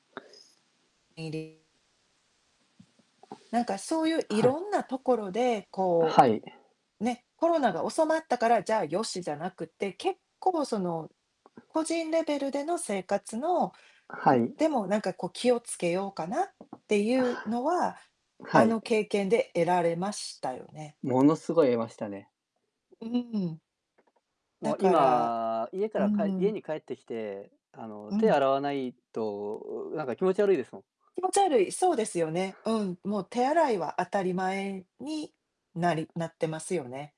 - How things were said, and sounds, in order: distorted speech; static; tapping
- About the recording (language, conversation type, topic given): Japanese, unstructured, 今後、感染症の流行はどのようになっていくと思いますか？